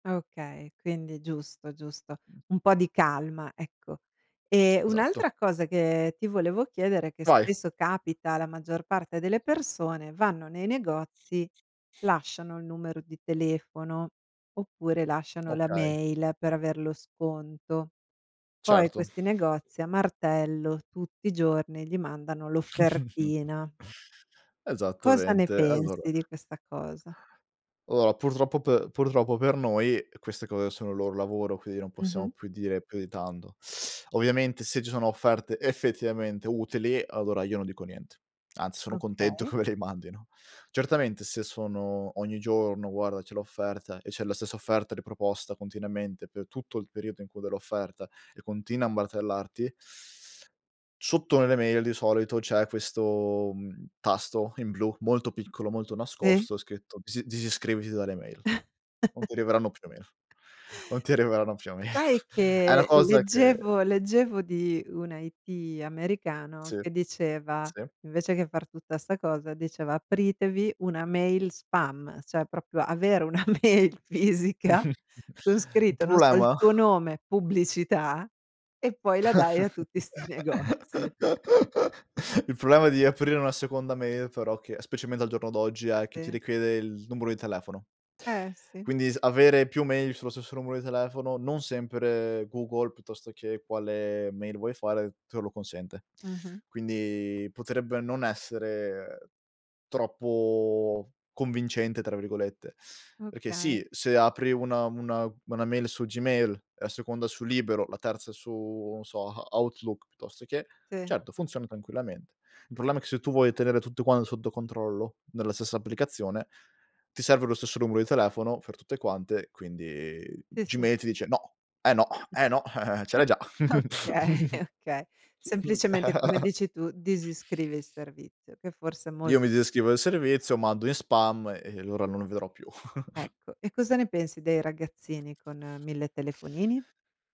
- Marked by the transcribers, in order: tapping; other background noise; chuckle; "Allora" said as "loa"; "tanto" said as "tando"; laughing while speaking: "me le"; chuckle; laughing while speaking: "mail"; chuckle; "cioè" said as "ceh"; "proprio" said as "propio"; laughing while speaking: "mail fisica"; chuckle; "problema" said as "prolema"; laughing while speaking: "pubblicità"; laugh; laughing while speaking: "sti negozi"; chuckle; laughing while speaking: "Okay"; giggle; "disiscrivo" said as "discrivo"; chuckle
- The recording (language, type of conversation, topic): Italian, podcast, Come gestisci le notifiche dello smartphone?